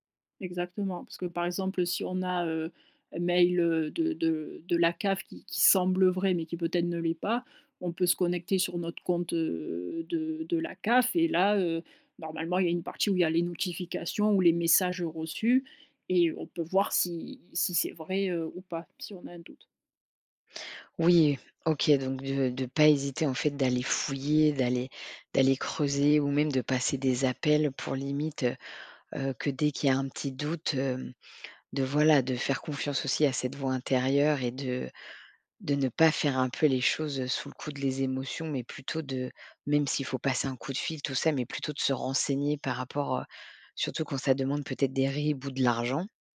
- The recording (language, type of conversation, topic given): French, podcast, Comment protéger facilement nos données personnelles, selon toi ?
- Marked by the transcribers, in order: stressed: "semble"